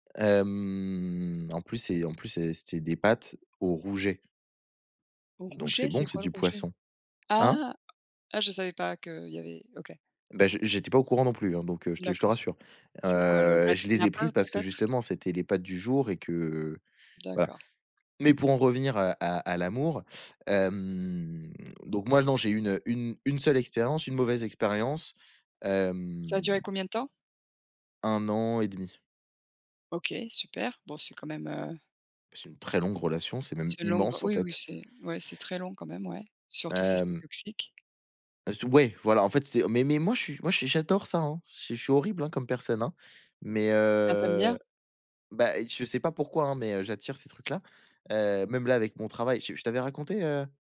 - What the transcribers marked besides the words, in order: drawn out: "Hem"; in English: "red snapper"; drawn out: "hem"; tapping
- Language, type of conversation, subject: French, unstructured, Seriez-vous prêt à vivre éternellement sans jamais connaître l’amour ?